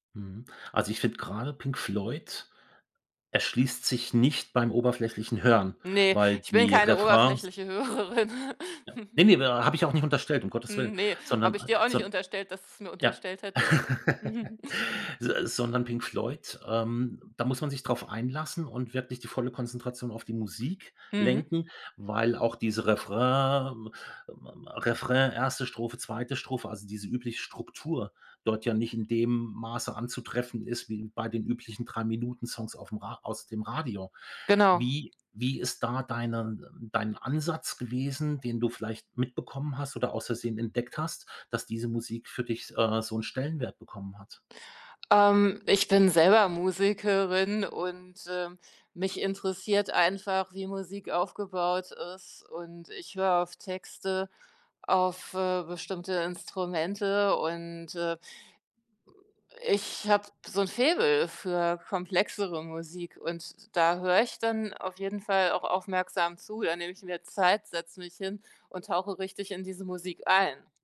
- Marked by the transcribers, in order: laughing while speaking: "Hörerin"; chuckle; laugh; chuckle; other background noise
- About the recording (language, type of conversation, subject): German, podcast, Wie hat dich deine Familie musikalisch geprägt?